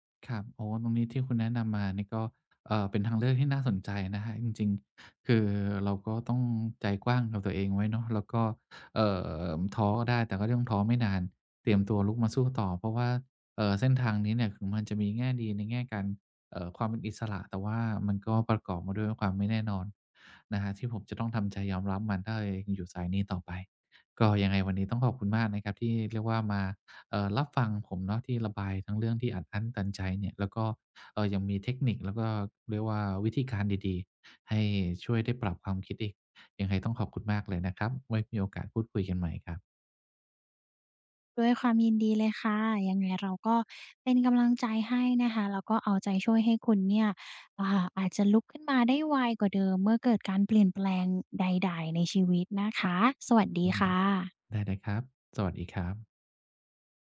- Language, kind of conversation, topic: Thai, advice, คุณจะปรับตัวอย่างไรเมื่อมีการเปลี่ยนแปลงเกิดขึ้นบ่อย ๆ?
- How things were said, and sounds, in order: other background noise